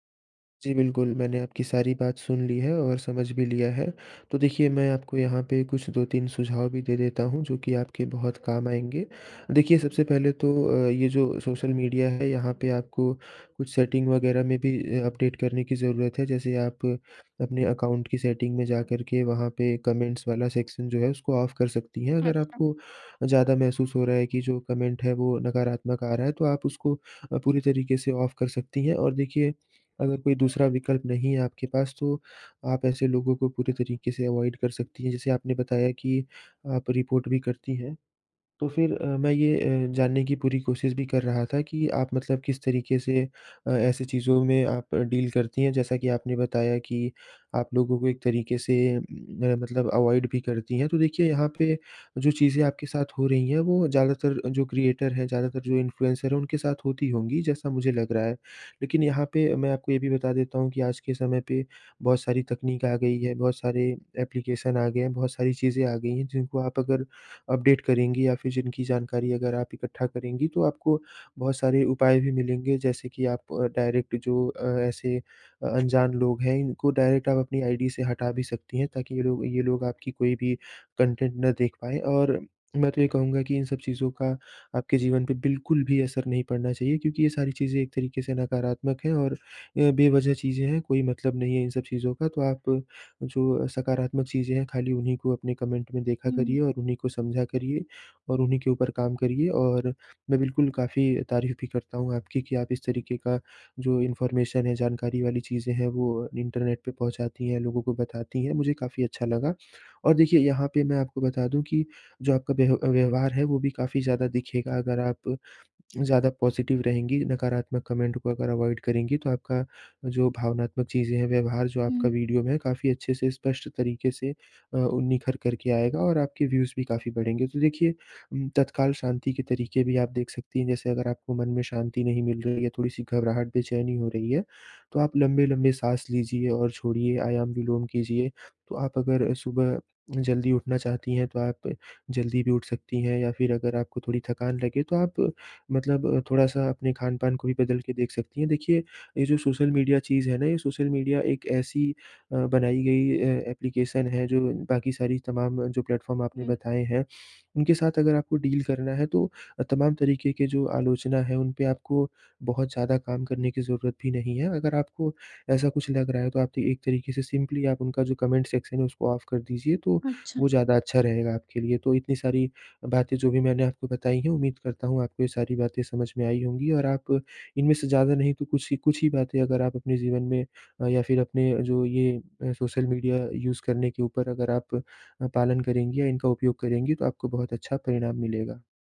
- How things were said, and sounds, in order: in English: "सेटिंग"; in English: "अ अपडेट"; in English: "अकाउंट"; in English: "सेटिंग"; in English: "कमेंट्स"; in English: "सेक्शन"; in English: "ऑफ"; in English: "कमेंट"; in English: "ऑफ"; in English: "अवॉइड"; in English: "रिपोर्ट"; in English: "डील"; in English: "अवॉइड"; in English: "क्रिएटर"; in English: "इन्फ्लुएंसर"; in English: "एप्लीकेशन"; in English: "अपडेट"; in English: "डायरेक्ट"; in English: "डायरेक्ट"; in English: "आई डी"; horn; in English: "कंटेंट"; in English: "कमेंट"; in English: "इन्फॉर्मेशन"; in English: "पॉजिटिव"; in English: "कमेंट"; in English: "अवॉइड"; in English: "व्यूज़"; in English: "एप्लीकेशन"; in English: "प्लेटफॉर्म"; in English: "डील"; in English: "सिंपली"; in English: "कमेंट सेक्शन"; in English: "ऑफ"; in English: "यूज़"
- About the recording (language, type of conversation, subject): Hindi, advice, आप सोशल मीडिया पर अनजान लोगों की आलोचना से कैसे परेशान होते हैं?